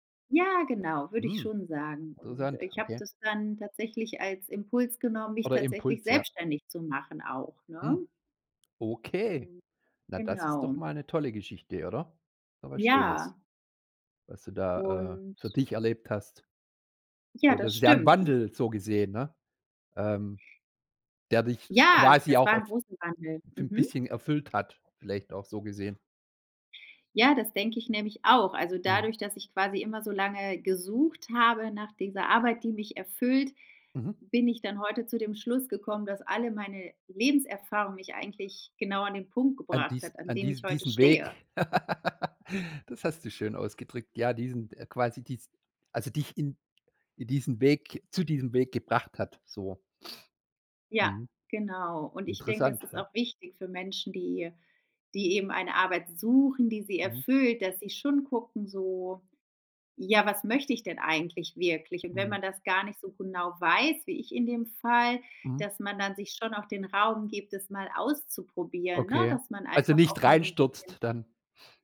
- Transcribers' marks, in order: anticipating: "Ja"; stressed: "selbstständig"; put-on voice: "okay"; stressed: "Wandel"; other background noise; anticipating: "Ja"; stressed: "auch"; stressed: "gesucht"; anticipating: "stehe"; laugh; trusting: "Das hast du schön ausgedrückt"; sniff
- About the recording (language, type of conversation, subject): German, podcast, Wie findest du eine Arbeit, die dich erfüllt?